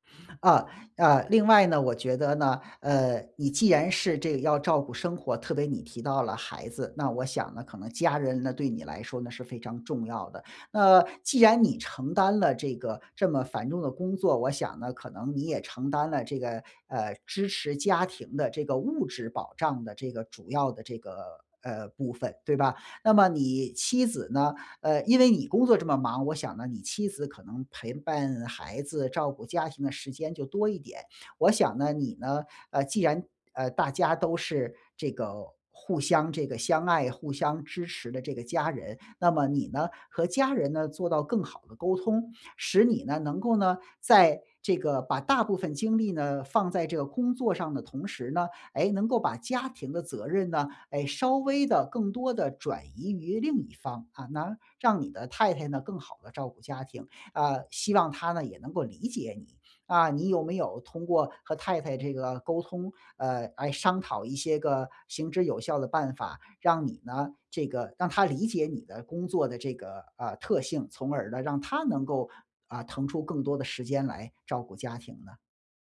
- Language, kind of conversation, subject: Chinese, advice, 工作和生活时间总是冲突，我该怎么安排才能兼顾两者？
- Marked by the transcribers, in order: tapping